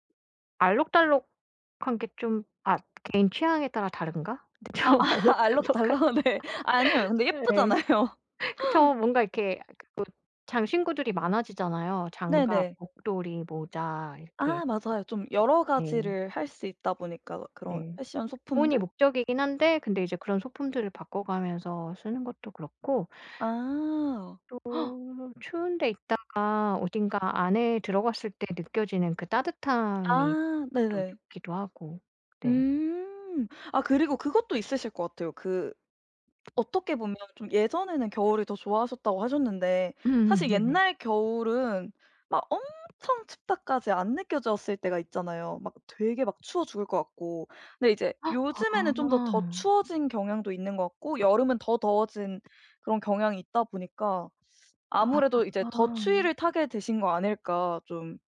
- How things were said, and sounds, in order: tapping; laughing while speaking: "아 아 알록달록 네"; laughing while speaking: "좀 알록달록한"; laughing while speaking: "예쁘잖아요"; laugh; other background noise; gasp; gasp
- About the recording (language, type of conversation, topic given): Korean, podcast, 가장 좋아하는 계절은 언제이고, 그 이유는 무엇인가요?